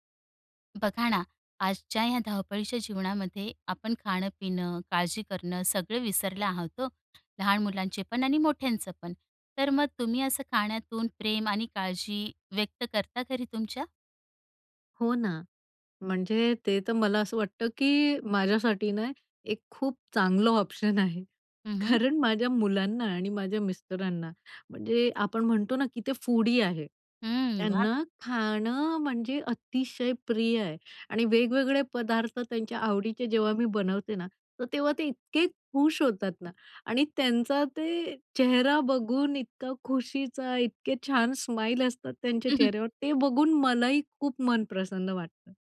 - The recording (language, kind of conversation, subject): Marathi, podcast, खाण्यातून प्रेम आणि काळजी कशी व्यक्त कराल?
- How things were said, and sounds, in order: other background noise; tapping; chuckle